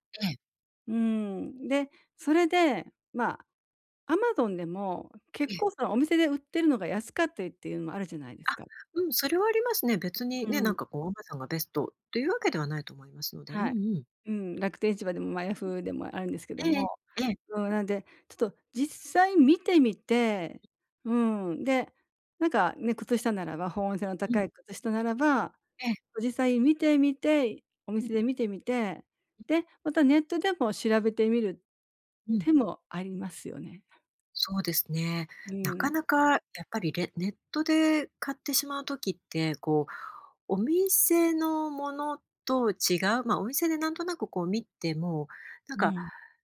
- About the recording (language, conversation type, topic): Japanese, advice, オンラインでの買い物で失敗が多いのですが、どうすれば改善できますか？
- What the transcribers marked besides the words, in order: other noise